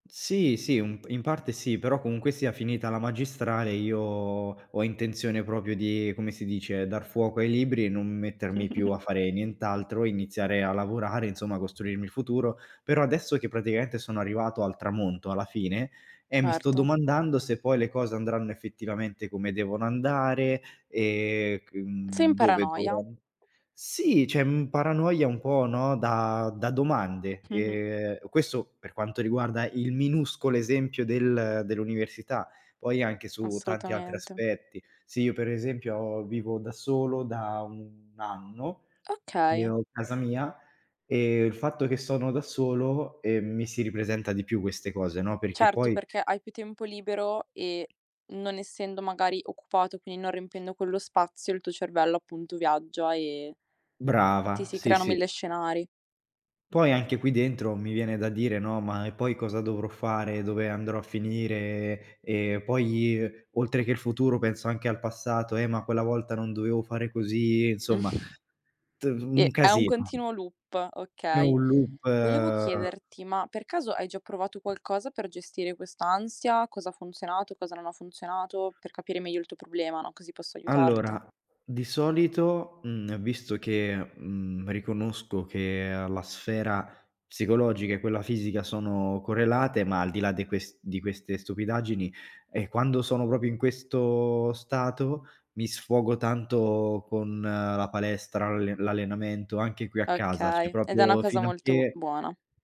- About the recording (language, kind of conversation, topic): Italian, advice, Quali ansie o pensieri ricorrenti ti impediscono di concentrarti?
- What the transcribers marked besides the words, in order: tapping; "proprio" said as "propio"; chuckle; chuckle; other background noise; laughing while speaking: "Mh"; drawn out: "loop"; "proprio" said as "propio"; "cioè" said as "ceh"; "proprio" said as "propio"